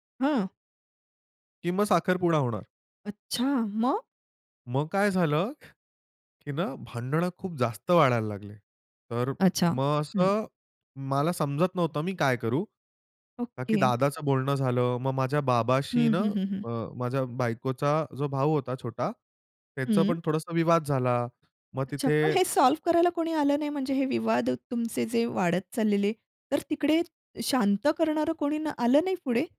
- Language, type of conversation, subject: Marathi, podcast, तुझ्या आयुष्यात सर्वात मोठा बदल घडवणारा क्षण कोणता होता?
- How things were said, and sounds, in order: other background noise; tapping; in English: "सॉल्व्ह"